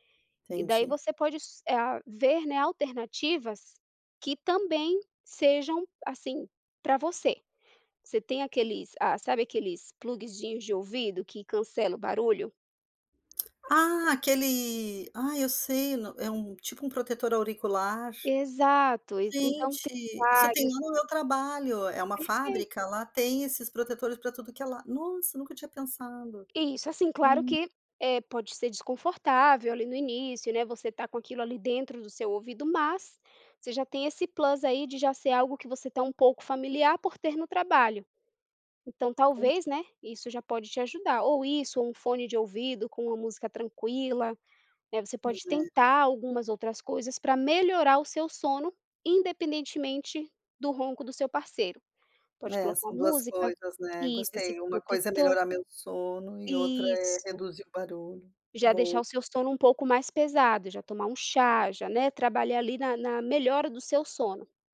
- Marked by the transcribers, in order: tapping; other background noise; in English: "plus"
- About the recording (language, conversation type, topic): Portuguese, advice, Como posso lidar com o ronco do meu parceiro que interrompe meu sono com frequência?